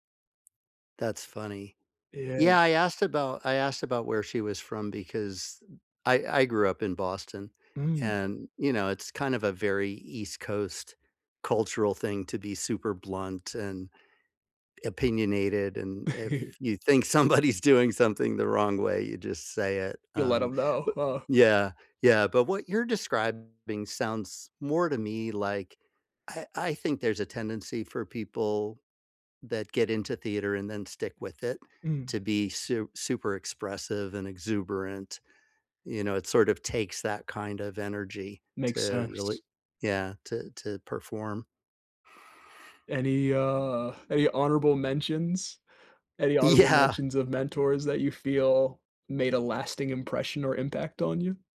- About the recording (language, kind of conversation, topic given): English, unstructured, Who is a teacher or mentor who has made a big impact on you?
- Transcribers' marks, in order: chuckle; laughing while speaking: "somebody's"; other background noise; laughing while speaking: "Yeah"